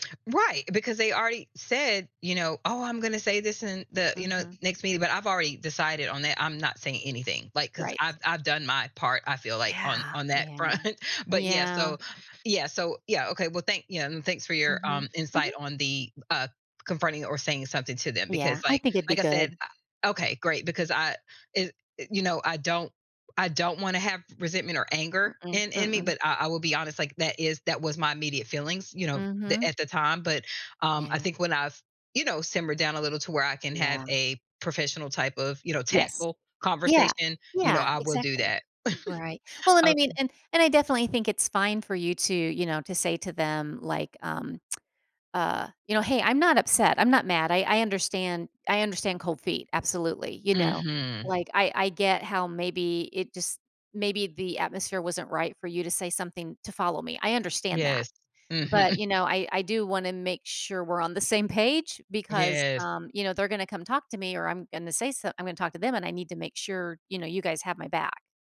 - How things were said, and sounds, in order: other background noise; laughing while speaking: "front"; chuckle; tsk; laughing while speaking: "mhm"
- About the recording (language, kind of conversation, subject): English, advice, How can I recover professionally after an embarrassing moment at work?